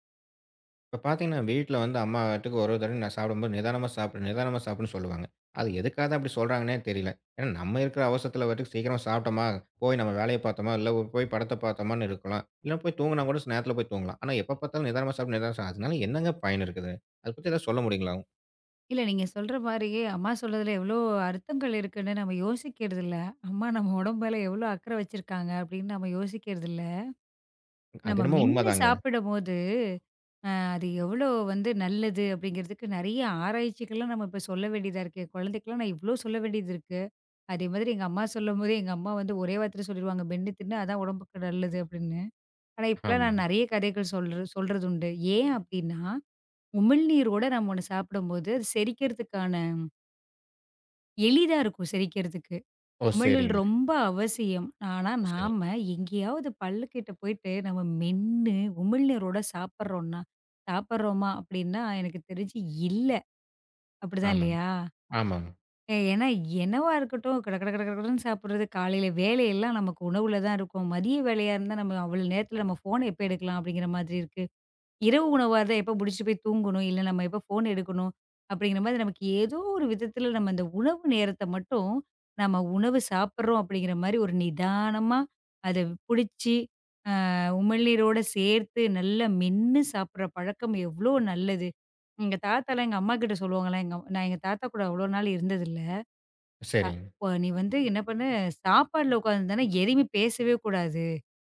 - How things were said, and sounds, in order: "மென்னு" said as "மின்னு"; drawn out: "சாப்பிடம்போது"; "உமிழ்நீர்" said as "உமிழ்நீல்"
- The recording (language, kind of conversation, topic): Tamil, podcast, நிதானமாக சாப்பிடுவதால் கிடைக்கும் மெய்நுணர்வு நன்மைகள் என்ன?